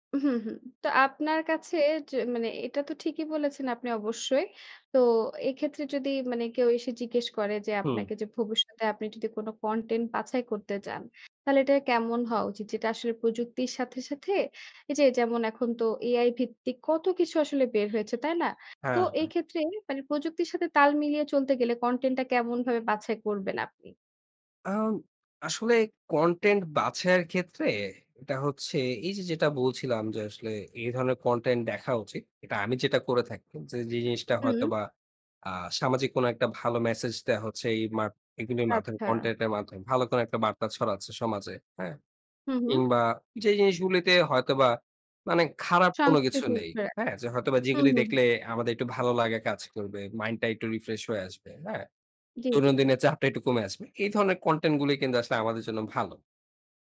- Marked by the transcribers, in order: whistle; other background noise
- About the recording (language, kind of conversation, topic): Bengali, podcast, স্ট্রিমিং প্ল্যাটফর্মে কোন মানদণ্ডে কনটেন্ট বাছাই করা উচিত বলে আপনি মনে করেন?